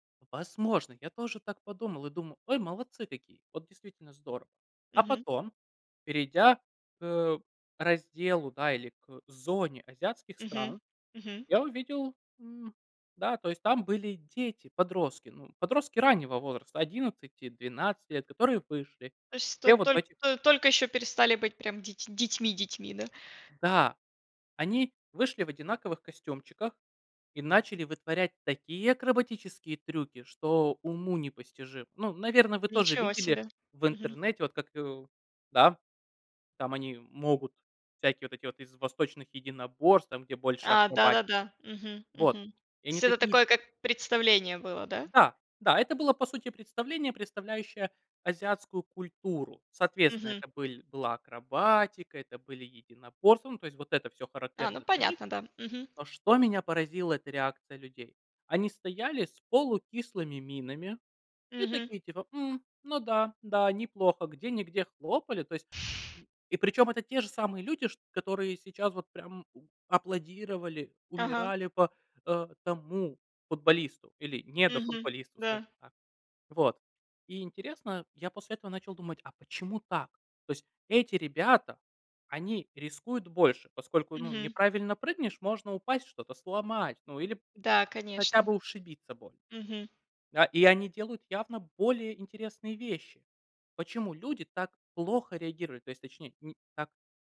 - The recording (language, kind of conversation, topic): Russian, unstructured, Почему, по вашему мнению, иногда бывает трудно прощать близких людей?
- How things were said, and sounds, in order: tapping; other background noise